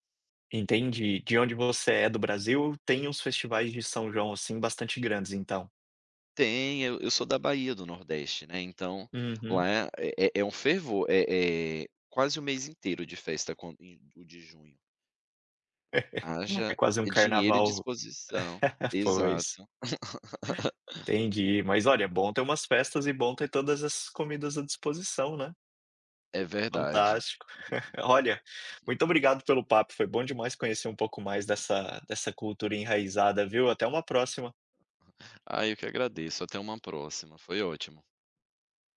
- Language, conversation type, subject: Portuguese, podcast, Qual festa ou tradição mais conecta você à sua identidade?
- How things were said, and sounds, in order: laugh; laugh; laugh